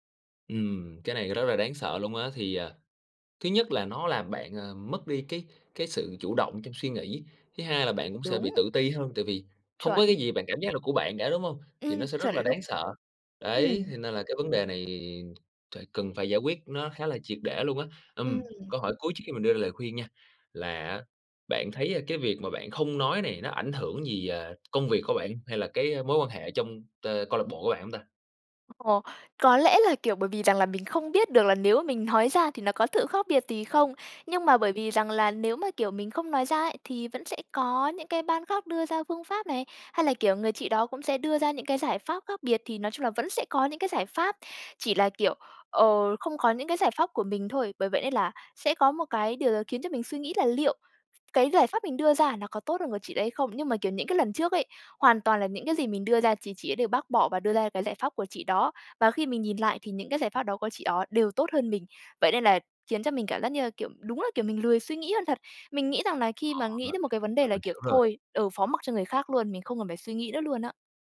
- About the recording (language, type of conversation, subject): Vietnamese, advice, Làm sao để vượt qua nỗi sợ phát biểu ý kiến trong cuộc họp dù tôi nắm rõ nội dung?
- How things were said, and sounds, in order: tapping; other background noise; "đó" said as "ó"